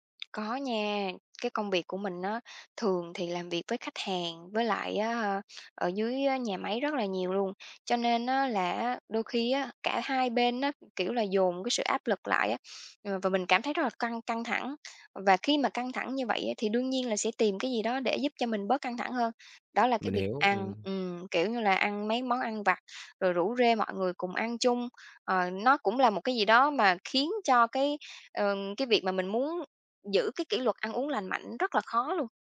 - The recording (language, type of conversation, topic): Vietnamese, advice, Vì sao bạn thường thất bại trong việc giữ kỷ luật ăn uống lành mạnh?
- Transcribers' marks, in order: tapping